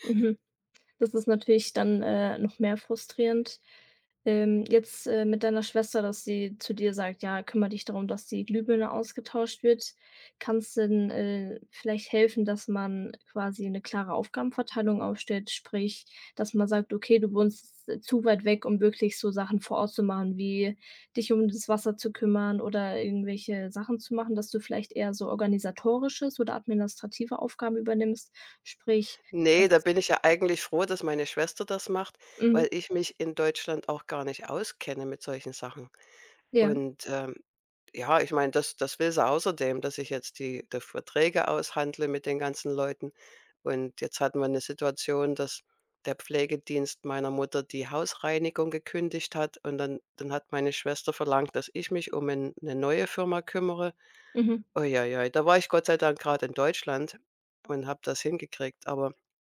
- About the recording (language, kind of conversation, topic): German, advice, Wie kann ich die Pflege meiner alternden Eltern übernehmen?
- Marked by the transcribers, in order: none